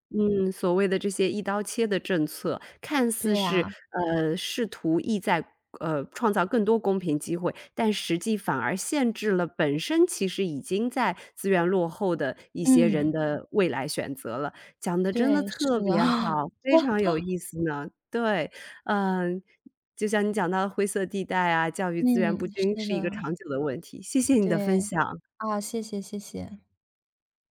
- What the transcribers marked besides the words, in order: laugh; other background noise
- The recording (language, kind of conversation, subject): Chinese, podcast, 学校应该如何应对教育资源不均的问题？